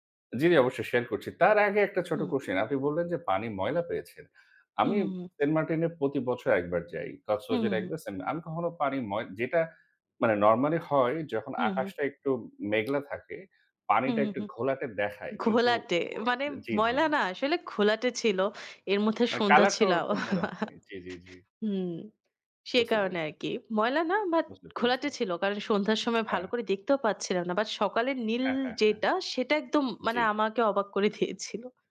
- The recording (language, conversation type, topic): Bengali, unstructured, প্রকৃতির সৌন্দর্যের মাঝে কাটানো আপনার সবচেয়ে আনন্দের স্মৃতি কোনটি?
- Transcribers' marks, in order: laughing while speaking: "ঘোলাটে, মানে ময়লা না আসলে"; chuckle; laughing while speaking: "করে দিয়েছিল"